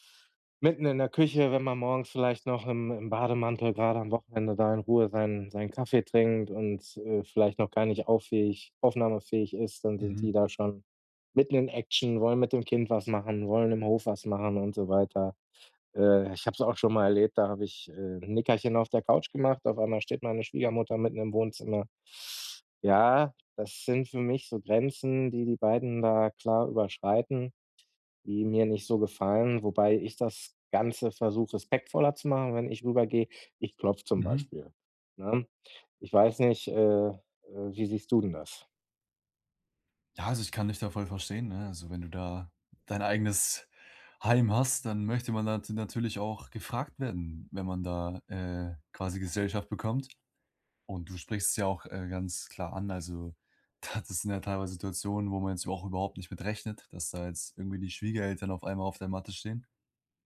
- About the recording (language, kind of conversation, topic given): German, advice, Wie setze ich gesunde Grenzen gegenüber den Erwartungen meiner Familie?
- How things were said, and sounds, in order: laughing while speaking: "da"